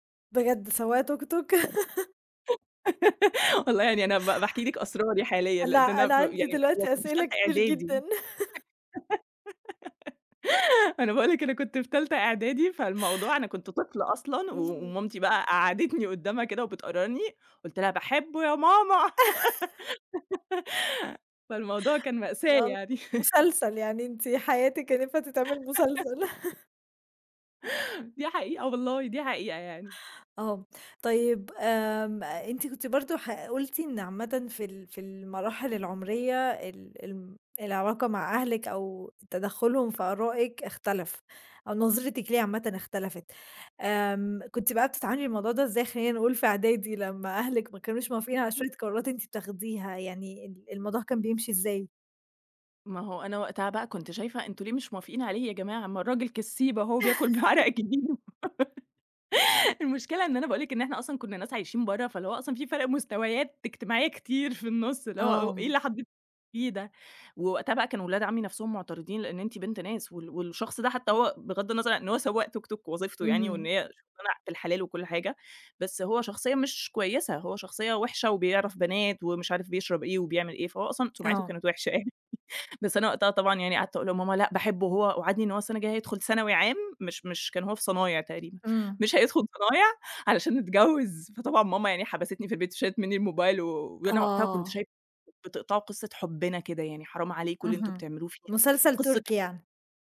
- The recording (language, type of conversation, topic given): Arabic, podcast, قد إيه بتأثر بآراء أهلك في قراراتك؟
- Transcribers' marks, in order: laugh; giggle; laugh; giggle; tapping; laugh; giggle; laugh; giggle; laugh; unintelligible speech; laugh; laughing while speaking: "بعرق جبينه"; giggle; laughing while speaking: "يعني"; laugh